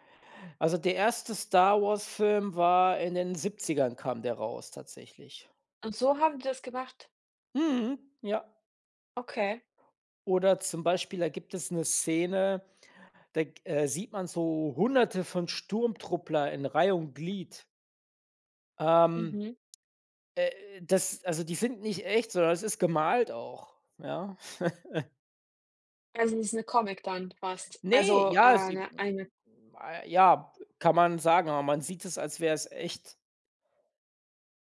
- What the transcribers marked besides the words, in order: chuckle
- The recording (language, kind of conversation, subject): German, unstructured, Wie hat sich die Darstellung von Technologie in Filmen im Laufe der Jahre entwickelt?